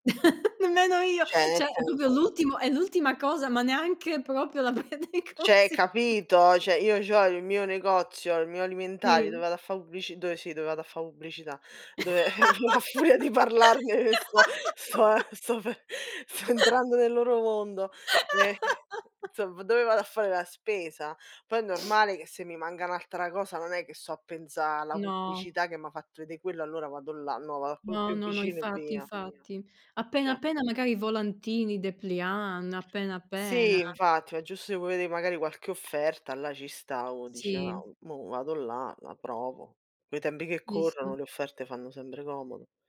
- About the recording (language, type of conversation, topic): Italian, unstructured, Ti dà fastidio quando la pubblicità rovina un film?
- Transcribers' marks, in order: laugh; "Cioè" said as "ceh"; "Cioè" said as "ceh"; "proprio" said as "propio"; "proprio" said as "propio"; laughing while speaking: "prendo in consi"; "Cioè" said as "ceh"; "Cioè" said as "ceh"; tapping; laugh; chuckle; laughing while speaking: "a fu a furia di parlarne sto sto ehm, sto pe sto"; "insomma" said as "nzomm"; laugh; "manca" said as "manga"; background speech; "Cioè" said as "ceh"; "infatti" said as "nfatti"; other background noise; "Sì" said as "ì"; "sempre" said as "sembre"